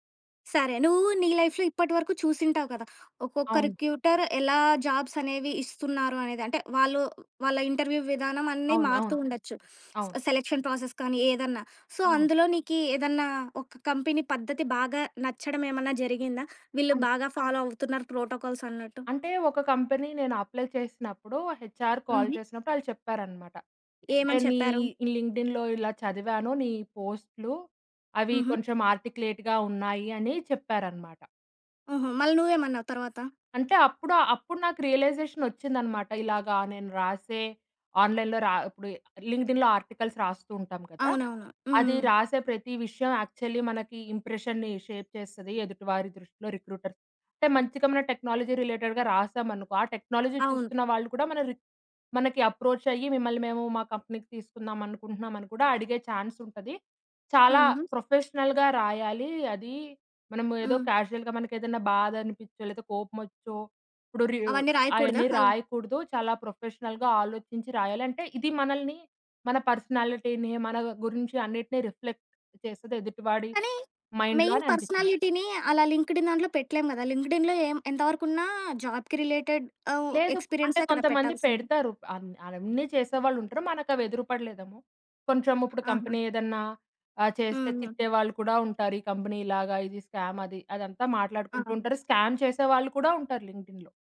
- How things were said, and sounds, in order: in English: "లైఫ్‌లో"; other background noise; in English: "రిక్రూటర్"; in English: "ఇంటర్వ్యూ"; in English: "సెలక్షన్ ప్రాసెస్"; in English: "సో"; in English: "కంపెనీ"; in English: "ఫాలో"; in English: "కంపెనీ"; in English: "అప్లై"; in English: "హెచ్‌అర్ కాల్"; in English: "లింక్‌డిన్‌లో"; in English: "ఆర్టిక్యులేట్‌గా"; in English: "ఆన్‌లైన్‌లో"; in English: "లింక్డ్‌ఇన్‌లో ఆర్టికల్స్"; in English: "యాక్చువల్లీ"; in English: "ఇంప్రెషన్‌ని షేప్"; in English: "రిక్రూటర్స్"; in English: "టెక్నాలజీ రిలేటెడ్‌గా"; in English: "టెక్నాలజీ"; in English: "కంపెనీకి"; in English: "ప్రొఫెషనల్‌గా"; in English: "కాజుయల్‌గా"; in English: "ప్రొఫెషనల్‌గా"; in English: "పర్సనాలిటీని"; in English: "రిఫ్లెక్ట్"; in English: "మైండ్‌లో"; in English: "మెయిన్ పర్సనాలిటీని"; in English: "లింక్డ్‌ఇన్"; in English: "లింక్డ్‌ఇన్‌లో"; in English: "జాబ్‌కి రిలేటెడ్"; in English: "కంపెనీ"; in English: "కంపెనీ"; in English: "స్కామ్"; in English: "లింక్డ్‌ఇన్‌లో"
- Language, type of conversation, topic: Telugu, podcast, రిక్రూటర్లు ఉద్యోగాల కోసం అభ్యర్థుల సామాజిక మాధ్యమ ప్రొఫైల్‌లను పరిశీలిస్తారనే భావనపై మీ అభిప్రాయం ఏమిటి?